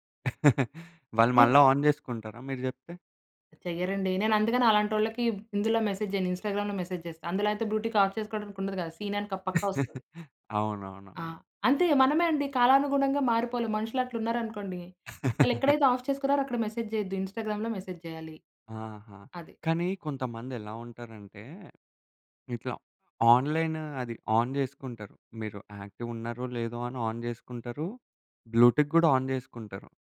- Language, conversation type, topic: Telugu, podcast, ఒకరు మీ సందేశాన్ని చూసి కూడా వెంటనే జవాబు ఇవ్వకపోతే మీరు ఎలా భావిస్తారు?
- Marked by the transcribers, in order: chuckle; in English: "ఆన్"; in English: "మెసేజ్"; in English: "ఇన్స్టాగ్రామ్‌లో మెసేజ్"; in English: "బ్లూటిక్ ఆఫ్"; in English: "సీన్"; chuckle; laugh; in English: "ఆఫ్"; in English: "మెసేజ్"; in English: "ఇన్స్టాగ్రామ్‌లో మెసేజ్"; in English: "ఆన్‌లైన్"; in English: "ఆన్"; in English: "యాక్టివ్"; in English: "ఆన్"; in English: "బ్లూటిక్"; in English: "ఆన్"